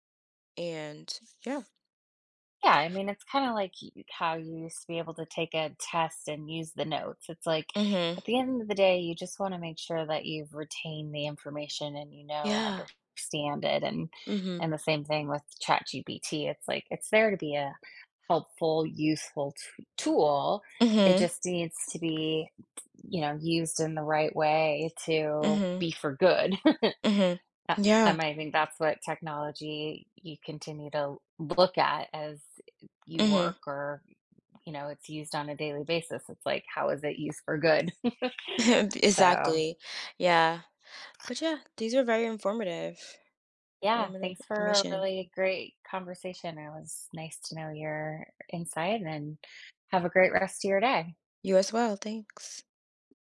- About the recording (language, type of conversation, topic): English, unstructured, How has technology changed the way you work?
- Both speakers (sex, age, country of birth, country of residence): female, 30-34, United States, United States; female, 45-49, United States, United States
- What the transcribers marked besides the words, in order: other background noise; chuckle; tapping; chuckle